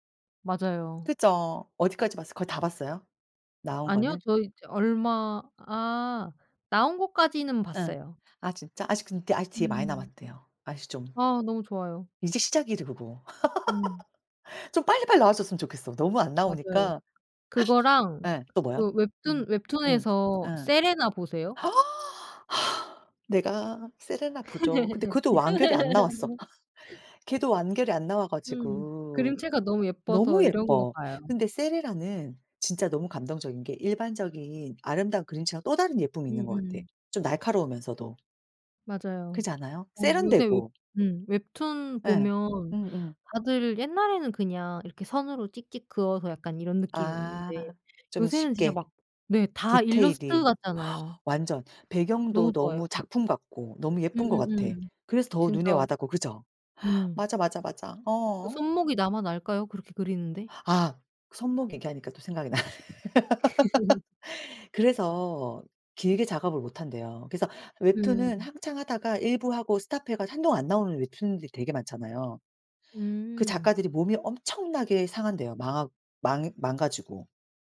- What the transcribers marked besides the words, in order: laugh; other background noise; gasp; laugh; gasp; gasp; gasp; laughing while speaking: "나네"; laugh
- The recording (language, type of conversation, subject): Korean, unstructured, 어렸을 때 가장 좋아했던 만화나 애니메이션은 무엇인가요?